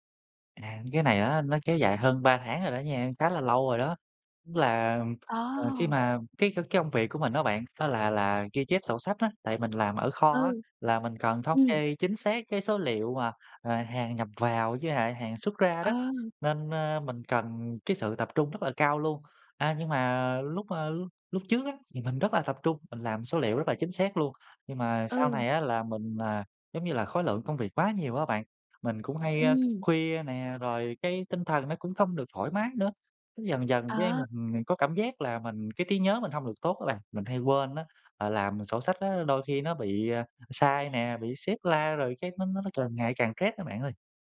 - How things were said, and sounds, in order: tapping; other background noise
- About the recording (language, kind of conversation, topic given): Vietnamese, advice, Làm sao để giảm tình trạng mơ hồ tinh thần và cải thiện khả năng tập trung?